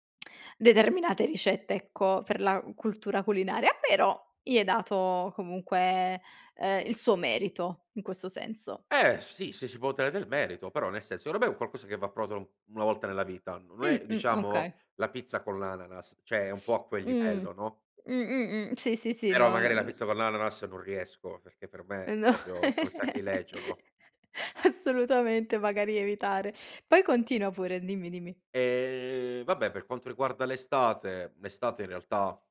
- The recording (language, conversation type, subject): Italian, podcast, Che importanza dai alla stagionalità nelle ricette che prepari?
- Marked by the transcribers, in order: stressed: "però"; other background noise; "cioè" said as "ceh"; "proprio" said as "propio"; giggle; laughing while speaking: "Assolutamente, magari evitare"